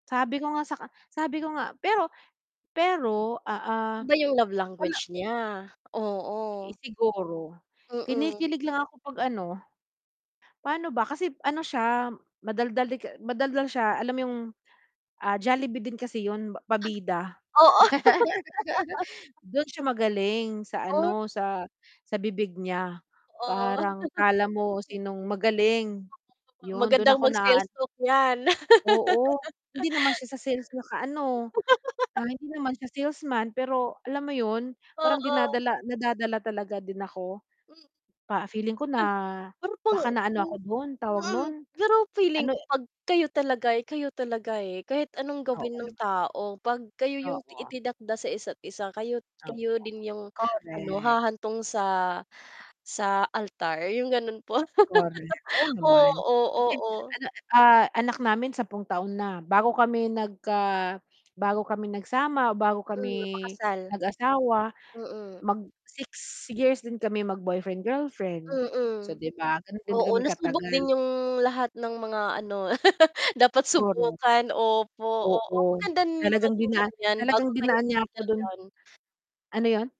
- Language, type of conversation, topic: Filipino, unstructured, Paano mo ilalarawan ang isang magandang relasyon at ano ang mga ginagawa mo para mapasaya ang iyong kasintahan?
- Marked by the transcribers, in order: static; other background noise; laugh; chuckle; unintelligible speech; laugh; mechanical hum; laugh; background speech; unintelligible speech; laugh; tapping; laugh; distorted speech